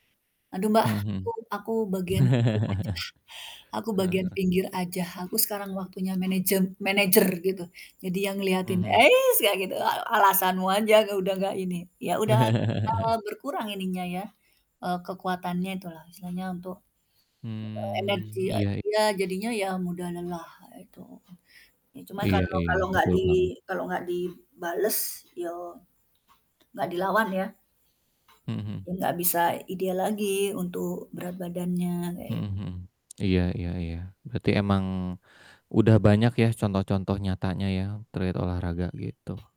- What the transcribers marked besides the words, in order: static; distorted speech; laugh; other background noise; laugh; tapping
- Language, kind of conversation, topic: Indonesian, unstructured, Apa yang membuat olahraga penting dalam kehidupan sehari-hari?